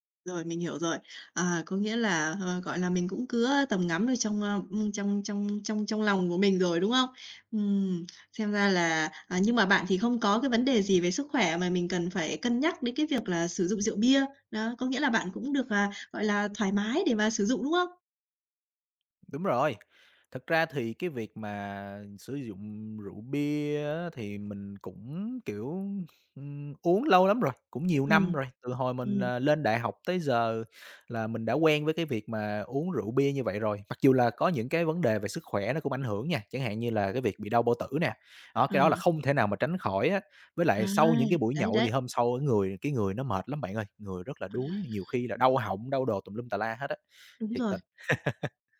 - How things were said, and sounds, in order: other background noise; tapping; laugh
- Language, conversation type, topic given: Vietnamese, advice, Tôi nên làm gì khi bị bạn bè gây áp lực uống rượu hoặc làm điều mình không muốn?